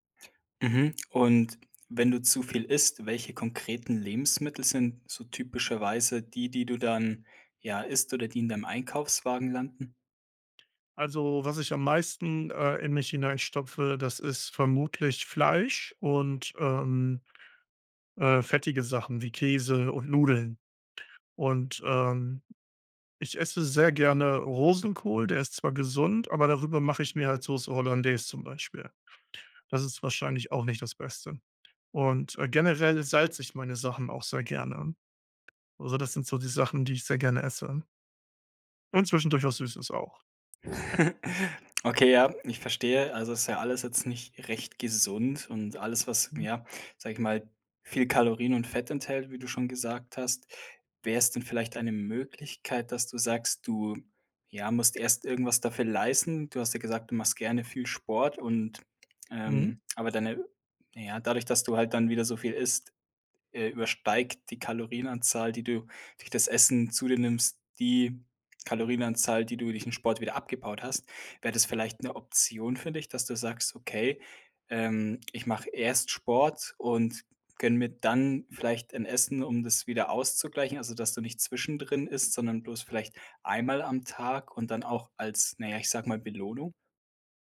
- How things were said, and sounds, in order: lip smack; other background noise; laugh; stressed: "erst"; stressed: "dann"
- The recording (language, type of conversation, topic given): German, advice, Wie würdest du deine Essgewohnheiten beschreiben, wenn du unregelmäßig isst und häufig zu viel oder zu wenig Nahrung zu dir nimmst?